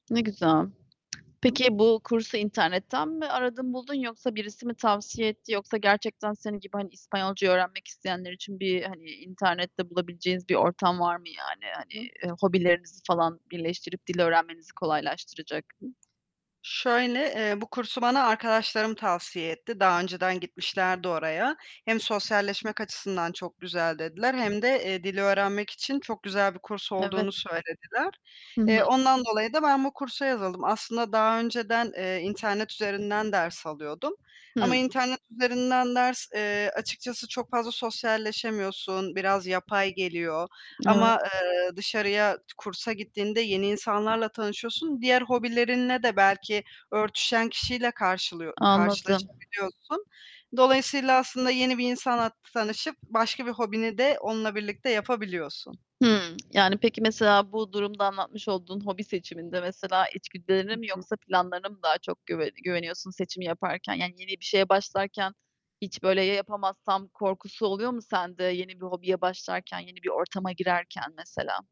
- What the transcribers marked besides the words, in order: distorted speech; other background noise; tapping; unintelligible speech; unintelligible speech
- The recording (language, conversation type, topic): Turkish, podcast, Yeni bir hobiye başlarken nereden başlamayı önerirsin?